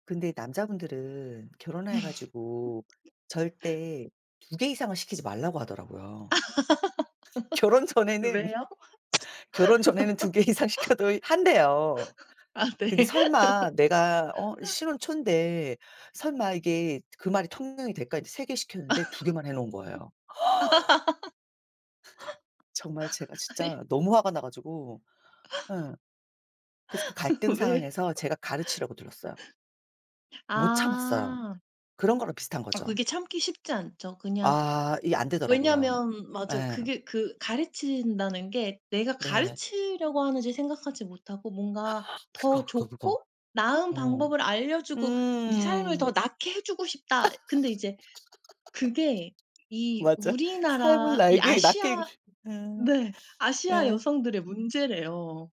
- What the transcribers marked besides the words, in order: laugh; other background noise; laugh; laughing while speaking: "결혼 전에는, 결혼 전에는 두 개 이상 시켜도"; laugh; laughing while speaking: "아 네"; laugh; laugh; laughing while speaking: "아니"; laugh; laugh; laughing while speaking: "왜요?"; laugh; gasp; laugh; laughing while speaking: "삶을 나에게 낫게"
- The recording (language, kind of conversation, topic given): Korean, unstructured, 자신의 가치관을 지키는 것이 어려웠던 적이 있나요?